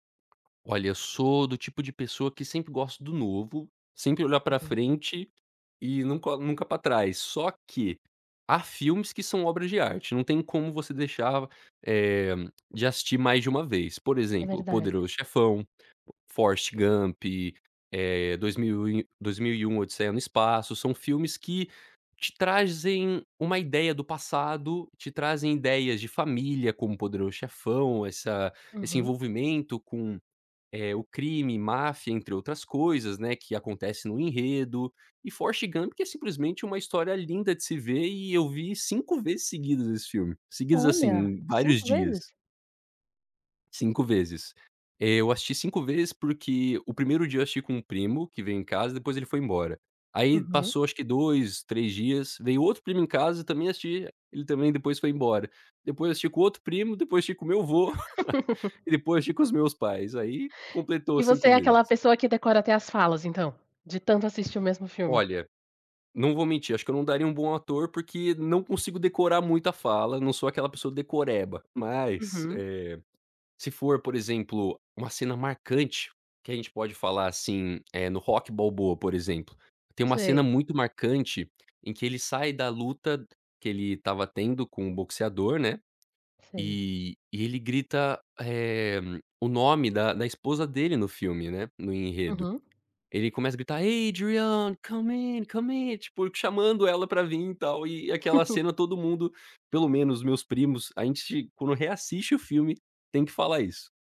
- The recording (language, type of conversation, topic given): Portuguese, podcast, Como você escolhe o que assistir numa noite livre?
- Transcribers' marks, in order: tapping; other background noise; laugh; chuckle; in English: "Adrian, come in, come in"; laugh